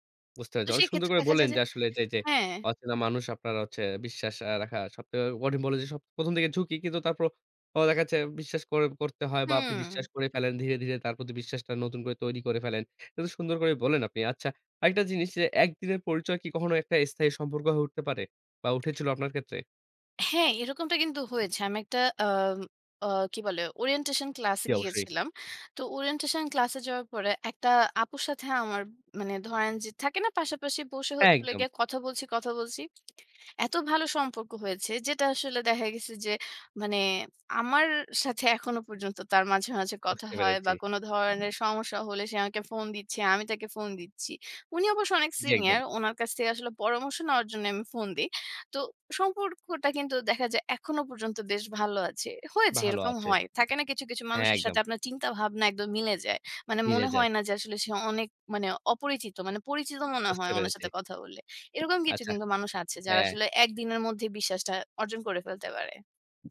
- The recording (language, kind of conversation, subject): Bengali, podcast, তোমার কি কখনও পথে হঠাৎ কারও সঙ্গে দেখা হয়ে তোমার জীবন বদলে গেছে?
- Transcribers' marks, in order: tapping